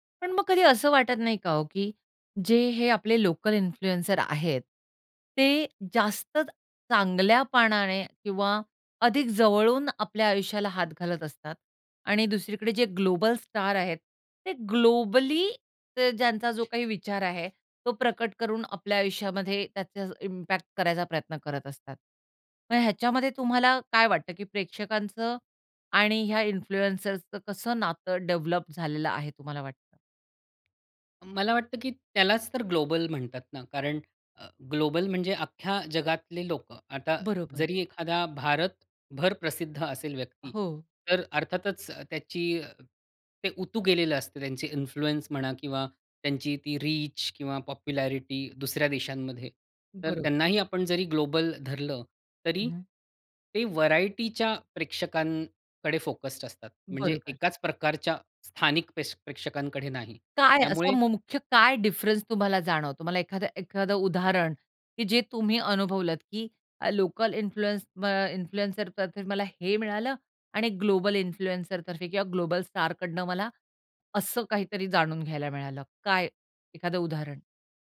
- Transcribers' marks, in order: in English: "इन्फ्लुअन्सर्स"; in English: "ग्लोबल"; in English: "ग्लोबली"; other background noise; in English: "इम्पॅक्ट"; in English: "इन्फ्लुअन्सर्सचं"; in English: "डेव्हलप"; in English: "इन्फ्लुअन्स"; in English: "रीच"; in English: "पॉप्युलॅरिटी"; in English: "डिफरन्स"; in English: "इन्फ्लुअन्स"; in English: "इन्फ्लुएन्सर"; in English: "इन्फ्लुएन्सर"
- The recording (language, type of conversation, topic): Marathi, podcast, लोकल इन्फ्लुएंसर आणि ग्लोबल स्टारमध्ये फरक कसा वाटतो?